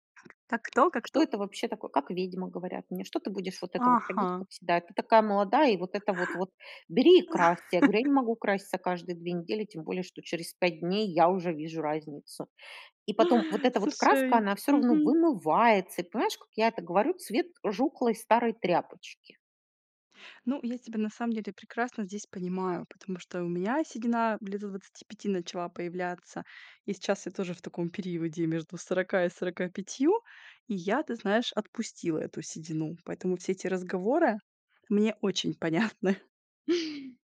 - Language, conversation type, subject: Russian, podcast, Что обычно вдохновляет вас на смену внешности и обновление гардероба?
- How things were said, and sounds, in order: other noise; tapping; chuckle; laughing while speaking: "понятны"